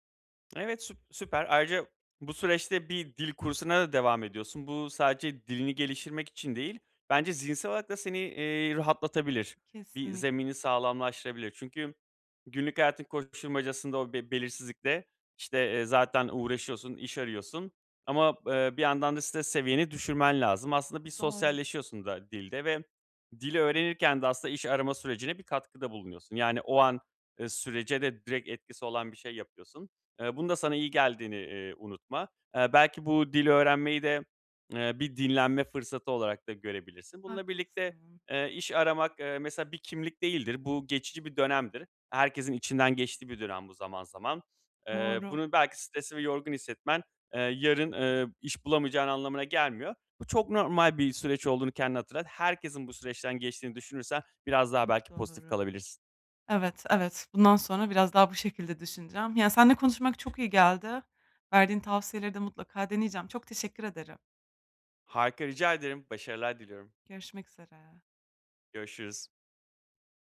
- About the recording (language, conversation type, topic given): Turkish, advice, Gün içinde bunaldığım anlarda hızlı ve etkili bir şekilde nasıl topraklanabilirim?
- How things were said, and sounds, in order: other background noise; tapping